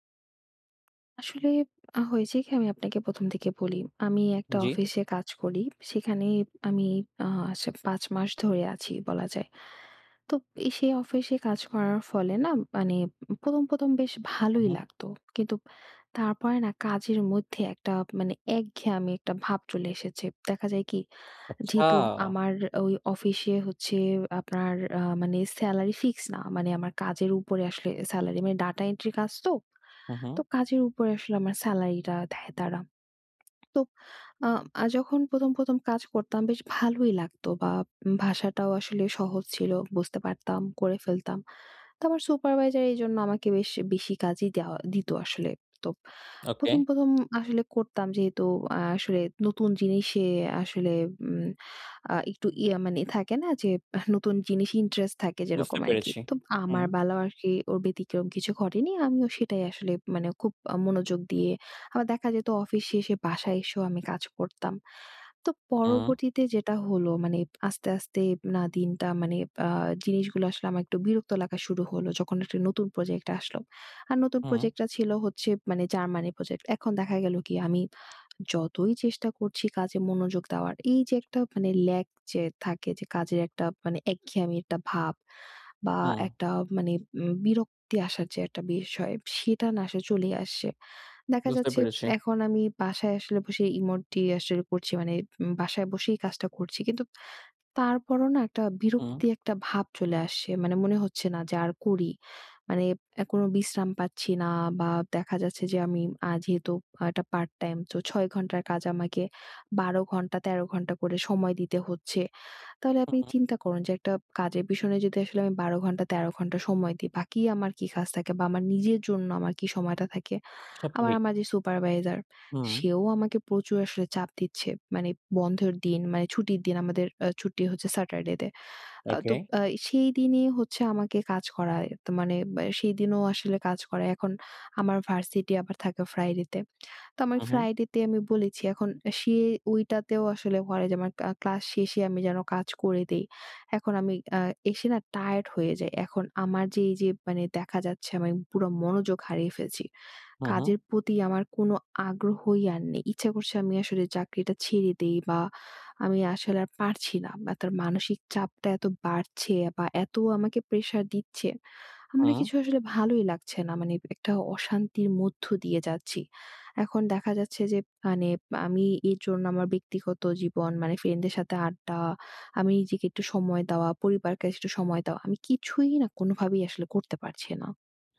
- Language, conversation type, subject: Bengali, advice, কাজের মাঝখানে বিরতি ও পুনরুজ্জীবনের সময় কীভাবে ঠিক করব?
- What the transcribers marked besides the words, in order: tapping; other background noise; "তো" said as "তোব"; "আসে" said as "আসসে"